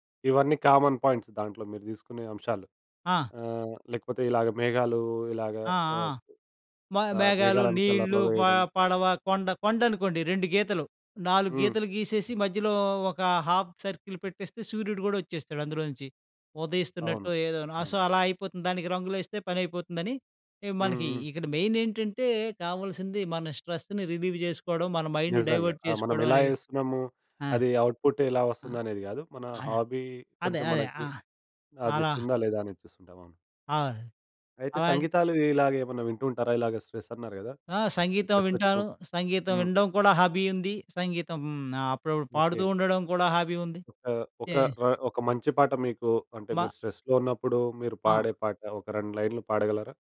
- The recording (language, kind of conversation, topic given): Telugu, podcast, హాబీ వల్ల నీ జీవితం ఎలా మారింది?
- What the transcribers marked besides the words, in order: in English: "కామన్ పాయింట్స్"; other background noise; in English: "కలర్‌లో"; in English: "హాఫ్ సర్కిల్"; in English: "సో"; in English: "స్ట్రెస్‌ని రిలీవ్"; in English: "మైండ్ డైవర్ట్"; in English: "హాబీ"; in English: "హాబీ"; in English: "హాబీ"; in English: "స్ట్రెస్‌లో"